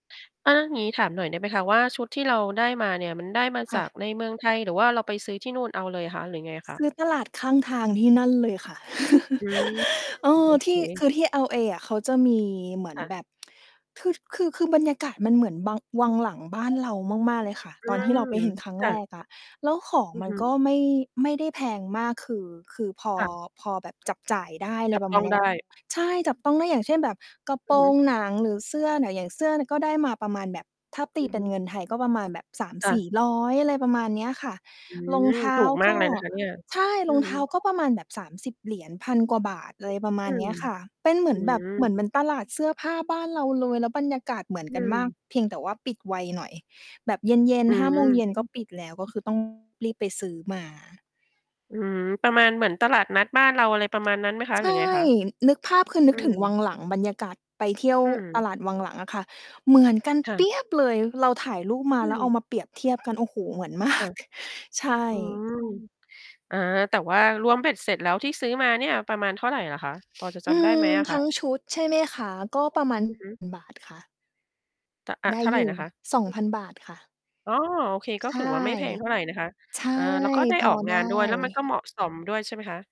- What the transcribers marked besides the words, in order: other background noise; unintelligible speech; distorted speech; chuckle; tsk; unintelligible speech; background speech; tapping; stressed: "เปี๊ยบ"; laughing while speaking: "มาก"; chuckle
- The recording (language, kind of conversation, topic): Thai, podcast, คุณชอบสไตล์ที่แสดงความเป็นตัวเองชัดๆ หรือชอบสไตล์เรียบๆ มากกว่ากัน?
- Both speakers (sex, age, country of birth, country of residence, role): female, 30-34, Thailand, Thailand, guest; female, 50-54, Thailand, Thailand, host